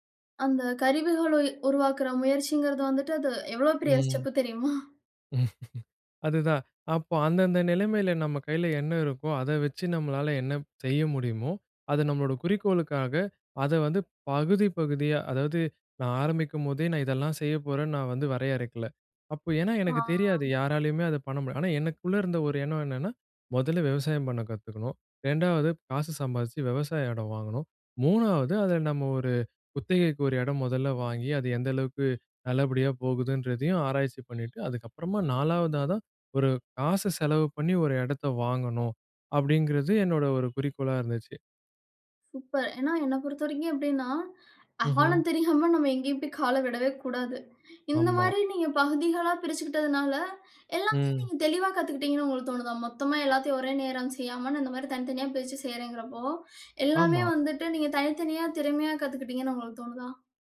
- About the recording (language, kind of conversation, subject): Tamil, podcast, முடிவுகளைச் சிறு பகுதிகளாகப் பிரிப்பது எப்படி உதவும்?
- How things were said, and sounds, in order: "கருவிகளை" said as "கருவிகுளை"; laughing while speaking: "எவ்ளோ பெரிய ஸ்டெப் தெரியுமா?"; in English: "ஸ்டெப்"; chuckle; tapping; other background noise; drawn out: "ஆ"; horn; inhale; inhale; inhale; inhale